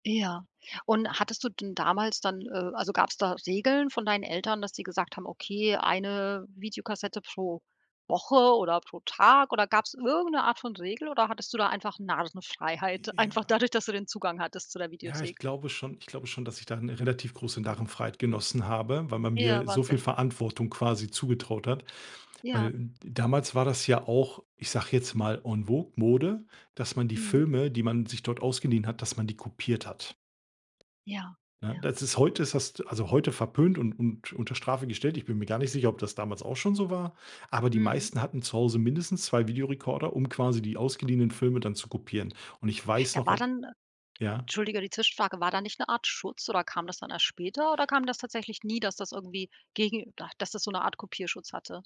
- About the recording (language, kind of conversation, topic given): German, podcast, Welche Rolle haben Videotheken und VHS-Kassetten in deiner Medienbiografie gespielt?
- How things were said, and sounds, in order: other background noise; in French: "en vogue"